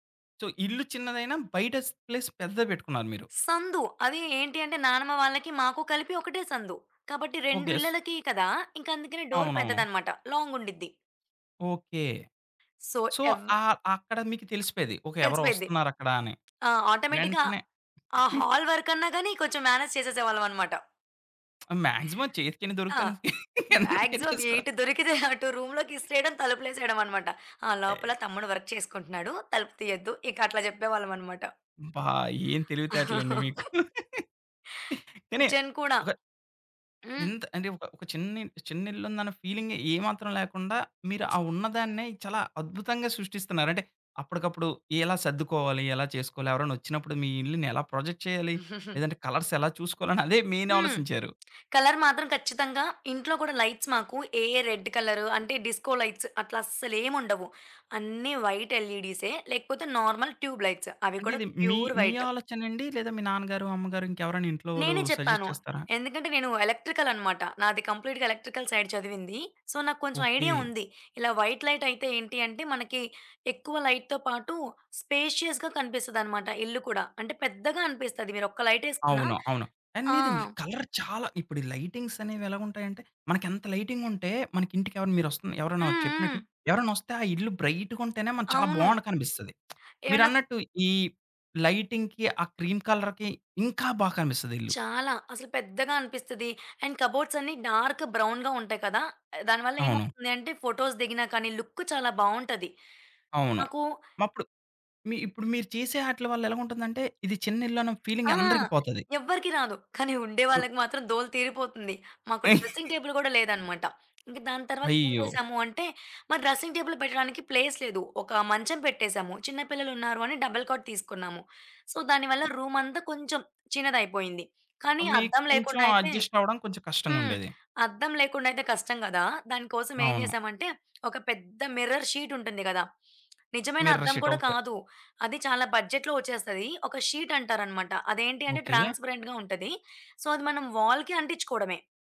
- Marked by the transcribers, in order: in English: "సో"; in English: "ప్లేస్"; other background noise; in English: "డోర్"; in English: "సో"; in English: "సో"; tapping; in English: "ఆటోమేటిక్‌గా"; in English: "హాల్"; giggle; in English: "మ్యానేజ్"; lip smack; in English: "మాక్సిమం"; laughing while speaking: "దొరుకుతాను ఎనకమల ఎట్టేసుకో"; in English: "మాక్సిమం"; laughing while speaking: "ఎటు దొరికితే, అటు రూ‌మ్‌లోకి ఇసిరేయడం తలుపులేసేయడమనమాట"; in English: "రూ‌మ్‌లోకి"; chuckle; in English: "వర్క్"; chuckle; chuckle; in English: "కిచెన్"; lip smack; in English: "ప్రొజెక్ట్"; chuckle; in English: "మెయిన్"; in English: "కలర్"; in English: "లైట్స్"; in English: "రెడ్"; in English: "డిస్కో లైట్స్"; in English: "వైట్"; in English: "నార్మల్ ట్యూబ్ లైట్స్"; in English: "ప్యూర్ వైట్"; in English: "సజెస్ట్"; in English: "కంప్లీట్‌గా ఎలక్ట్రికల్ సైడ్"; in English: "సో"; in English: "వైట్"; in English: "లైట్‌తో"; in English: "స్పేషియస్‌గా"; in English: "కలర్"; lip smack; in English: "లైటింగ్‌కి"; in English: "క్రీమ్ కలర్‌కి"; in English: "అండ్"; in English: "బ్రౌన్‌గా"; in English: "ఫోటోస్"; in English: "లుక్"; in English: "ఫీలింగ్"; unintelligible speech; in English: "డ్రెస్సింగ్ టేబుల్"; chuckle; in English: "డ్రెస్సింగ్ టేబుల్"; in English: "ప్లేస్"; in English: "డబుల్ కాట్"; in English: "సో"; in English: "మిర్రర్"; in English: "మిర్రర్ షీట్"; in English: "బడ్జెట్‌లో"; in English: "ట్రాన్స్‌పరెంట్‌గా"; in English: "సో"; in English: "వాల్‌కి"
- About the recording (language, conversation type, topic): Telugu, podcast, చిన్న ఇళ్లలో స్థలాన్ని మీరు ఎలా మెరుగ్గా వినియోగించుకుంటారు?